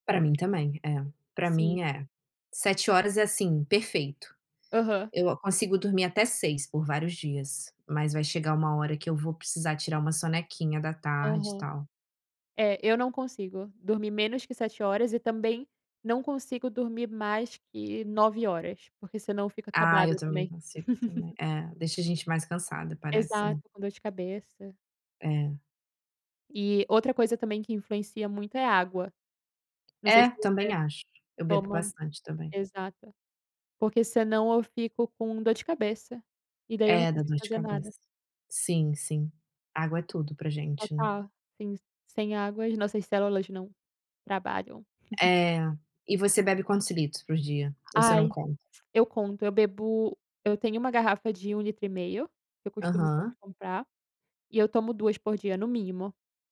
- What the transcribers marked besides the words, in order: laugh; tapping; giggle
- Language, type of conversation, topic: Portuguese, unstructured, Qual é o seu truque para manter a energia ao longo do dia?